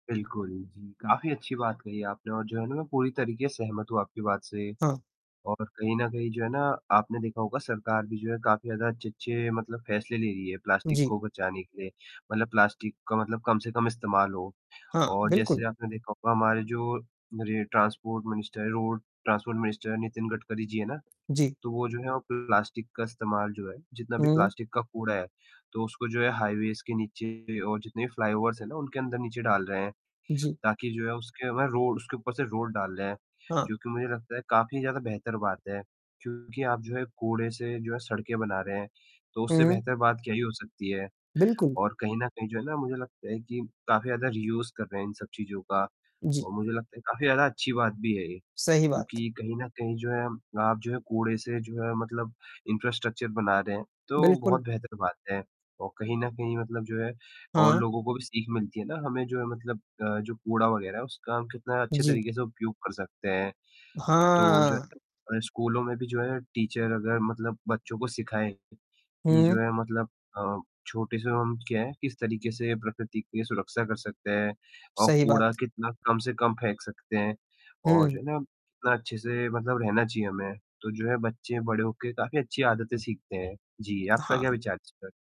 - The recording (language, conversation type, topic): Hindi, unstructured, घर पर कचरा कम करने के लिए आप क्या करते हैं?
- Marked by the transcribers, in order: static; distorted speech; in English: "ट्रांसपोर्ट मिनिस्टर"; in English: "रोड ट्रांसपोर्ट मिनिस्टर"; in English: "हाइवेज"; in English: "फ्लाईओवर्स"; in English: "रोड"; in English: "रीयूज"; tapping; in English: "इंफ्रास्ट्रक्चर"; in English: "टीचर"; other background noise